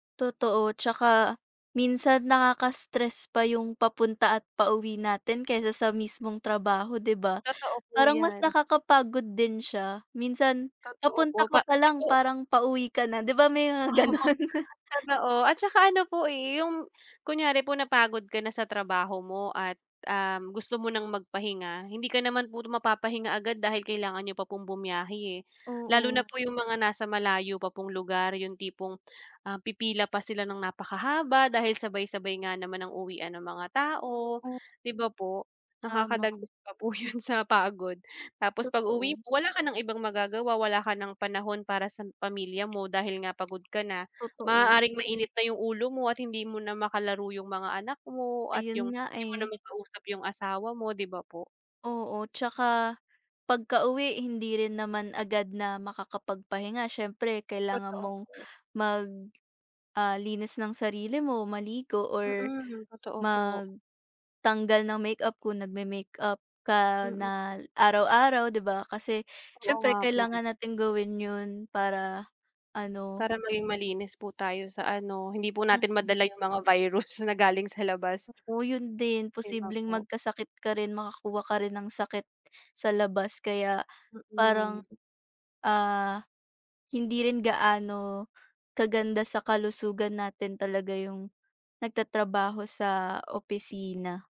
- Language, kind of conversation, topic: Filipino, unstructured, Mas gugustuhin mo bang magtrabaho sa opisina o mula sa bahay?
- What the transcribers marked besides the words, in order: other background noise; laughing while speaking: "Oo"; laughing while speaking: "gano'n"; inhale; tapping; laughing while speaking: "pa po yun"